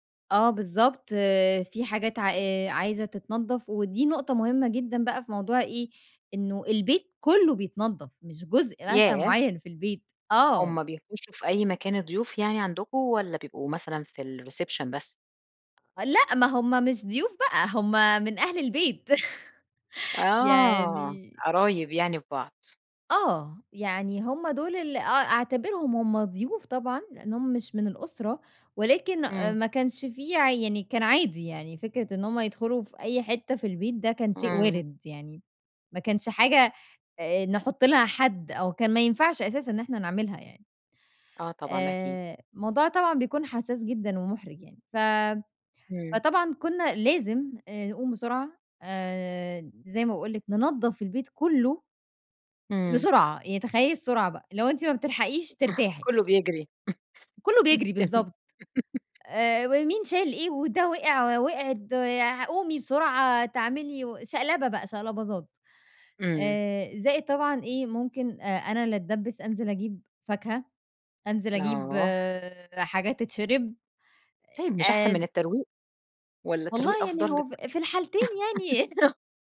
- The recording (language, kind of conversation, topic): Arabic, podcast, إزاي بتحضّري البيت لاستقبال ضيوف على غفلة؟
- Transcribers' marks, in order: in English: "الreception"; tapping; chuckle; throat clearing; chuckle; laughing while speaking: "تم"; laugh; other noise; laugh; chuckle